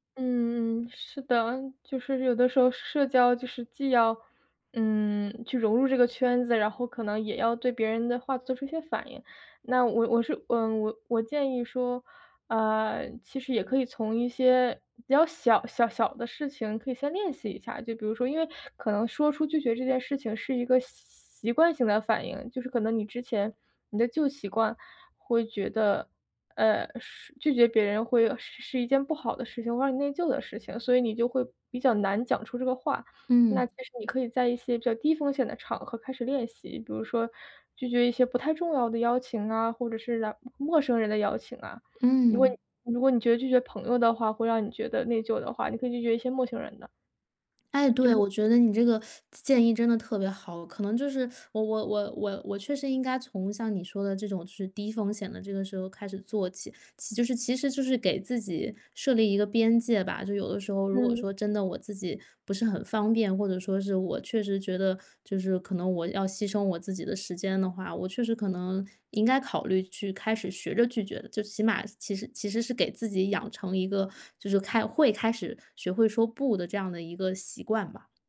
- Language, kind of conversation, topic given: Chinese, advice, 每次说“不”都会感到内疚，我该怎么办？
- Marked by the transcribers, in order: other background noise; tapping; teeth sucking; teeth sucking